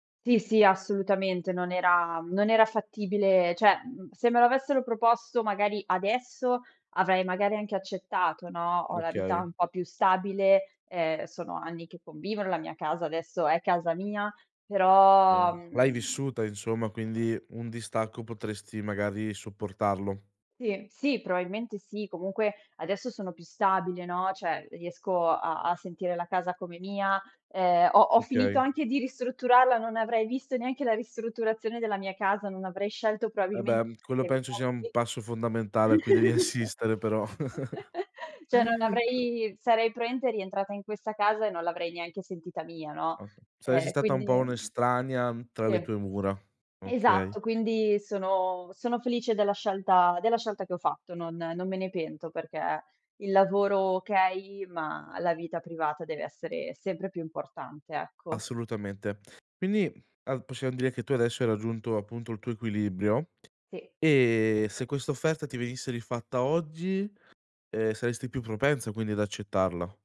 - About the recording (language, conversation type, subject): Italian, podcast, Come bilanci lavoro e vita privata nelle tue scelte?
- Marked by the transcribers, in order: "probabilmente" said as "proabilmente"; "cioè" said as "ceh"; other background noise; laughing while speaking: "assistere"; chuckle; "Cioè" said as "ceh"; chuckle; inhale; unintelligible speech; "probabilmente" said as "proimente"